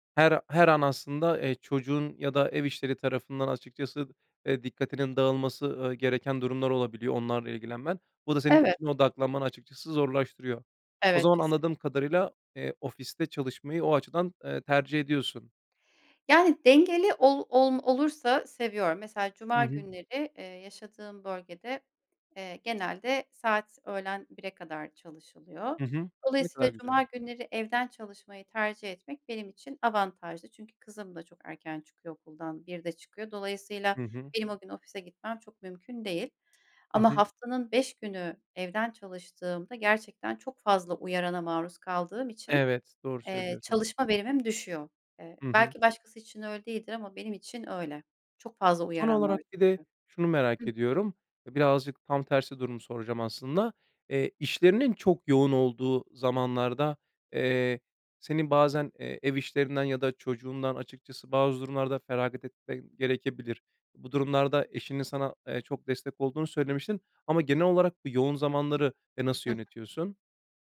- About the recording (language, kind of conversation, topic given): Turkish, podcast, İş ve özel hayat dengesini nasıl kuruyorsun?
- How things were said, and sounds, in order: none